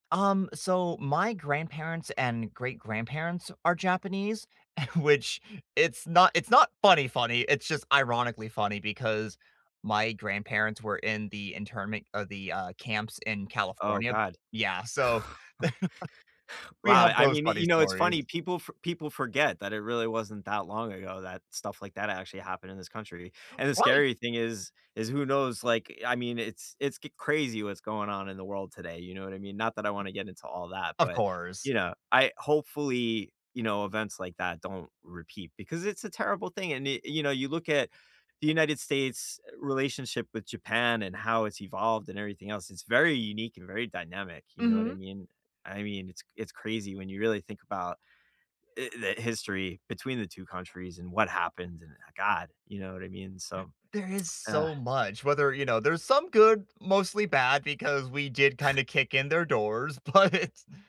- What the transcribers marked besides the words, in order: laughing while speaking: "which"; other noise; chuckle; other background noise; gasp; tsk; groan; scoff; laughing while speaking: "but"
- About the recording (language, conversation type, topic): English, unstructured, Which era or historical event have you been exploring recently, and what drew you to it?
- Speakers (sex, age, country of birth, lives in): male, 20-24, United States, United States; male, 45-49, United States, United States